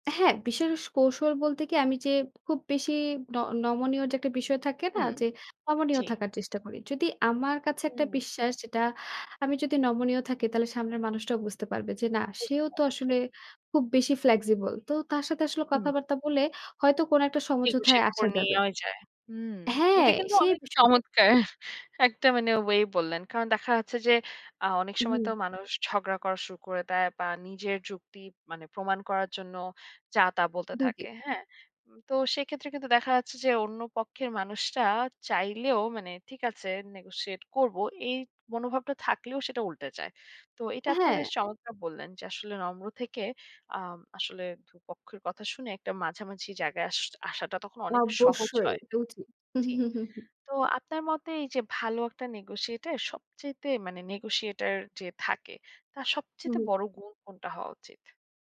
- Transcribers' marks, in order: "বিশেষ" said as "বিসস"; other background noise; in English: "flexible"; "সমঝোতায়" said as "সমঝোথায়"; in English: "negotiate"; "নেয়াও" said as "নিয়াও"; in English: "negotiate"; in English: "negotiate"; in English: "negotiate"
- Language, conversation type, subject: Bengali, podcast, আপনি দরকষাকষি করে কীভাবে উভয় পক্ষের জন্য গ্রহণযোগ্য মাঝামাঝি সমাধান খুঁজে বের করেন?